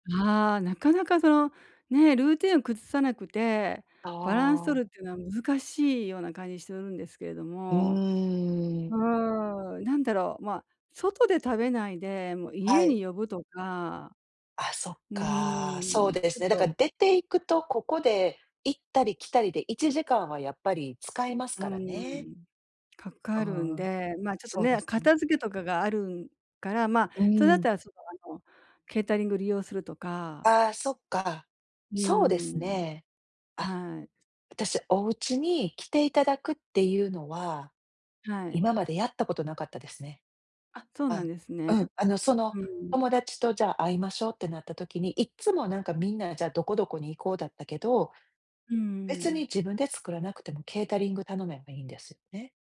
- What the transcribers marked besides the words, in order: other background noise
- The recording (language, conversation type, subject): Japanese, advice, 自己ケアのために、どのように境界線を設定すればよいですか？